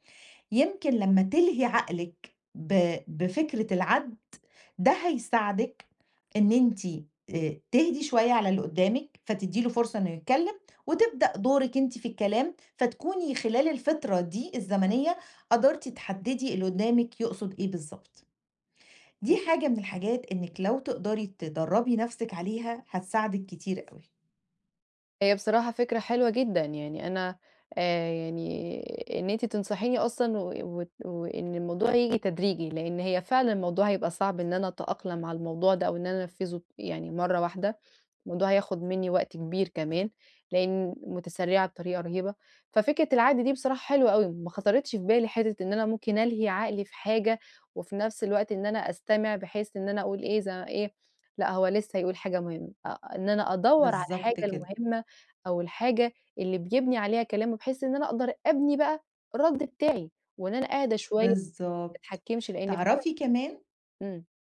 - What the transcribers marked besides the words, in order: none
- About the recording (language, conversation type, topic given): Arabic, advice, إزاي أشارك بفعالية في نقاش مجموعة من غير ما أقاطع حد؟